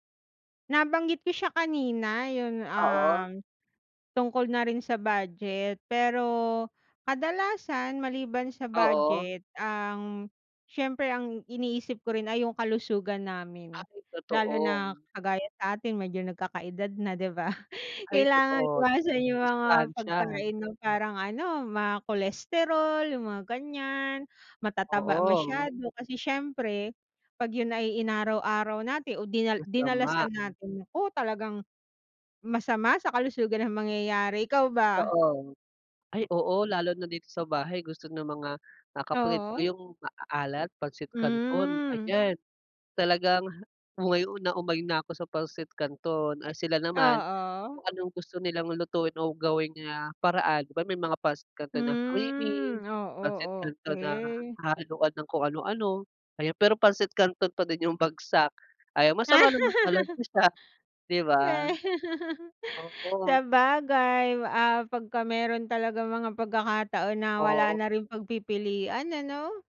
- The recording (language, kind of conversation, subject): Filipino, unstructured, Paano mo pinipili ang mga pagkaing kinakain mo araw-araw?
- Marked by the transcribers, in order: snort; laugh; laugh